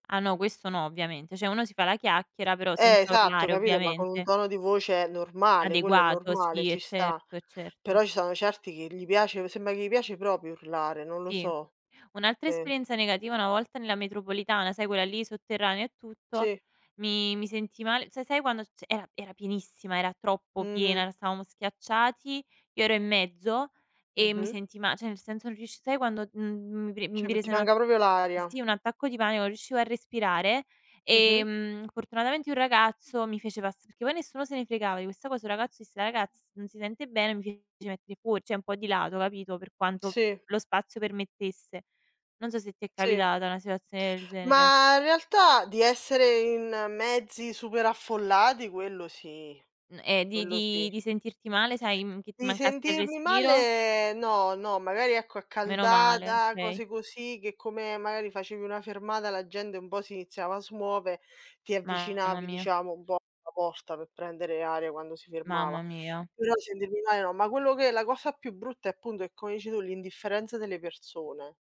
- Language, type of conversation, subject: Italian, unstructured, Cosa ti infastidisce di più quando usi i mezzi pubblici?
- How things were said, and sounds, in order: tapping; "Cioè" said as "ceh"; "cioè" said as "ceh"; "cioè" said as "ceh"; "Cioè" said as "ceh"; "cioè" said as "ceh"; "magari" said as "maari"; "smuovere" said as "smuove"